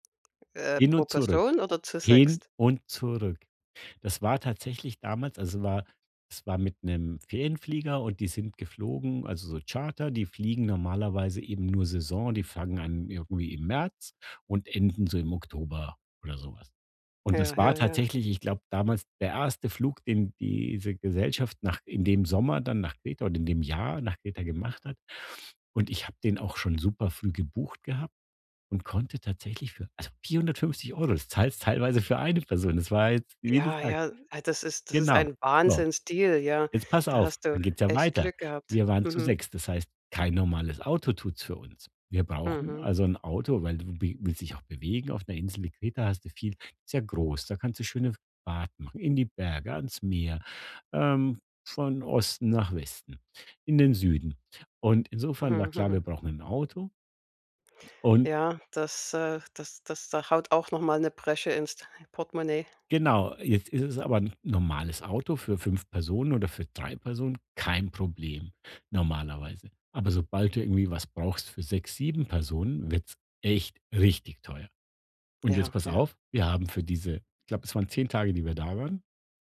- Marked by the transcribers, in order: stressed: "richtig"
- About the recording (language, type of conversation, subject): German, advice, Wie kann ich meinen Urlaub budgetfreundlich planen und dabei sparen, ohne auf Spaß und Erholung zu verzichten?